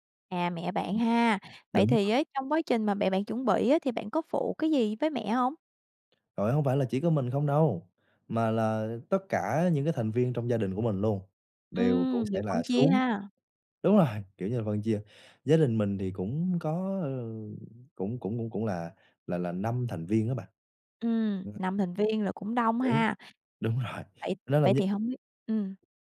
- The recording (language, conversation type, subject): Vietnamese, podcast, Bạn có thể kể về một bữa ăn gia đình đáng nhớ của bạn không?
- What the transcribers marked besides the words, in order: other background noise; unintelligible speech; laughing while speaking: "đúng rồi"